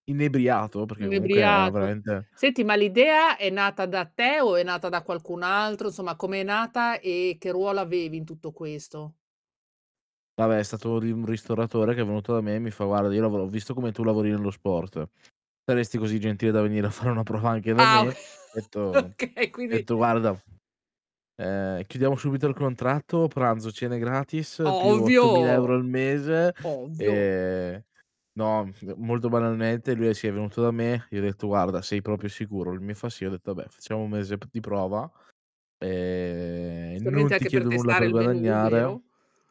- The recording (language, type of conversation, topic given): Italian, podcast, Quale esperienza creativa ti ha fatto crescere di più?
- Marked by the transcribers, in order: "comunque" said as "comunche"; distorted speech; "insomma" said as "somma"; "un" said as "um"; "Guarda" said as "Guara"; tapping; laughing while speaking: "Oka okay"; laughing while speaking: "venire a fare una prova"; other background noise; "proprio" said as "propio"; "Vabbè" said as "Abè"; drawn out: "ehm"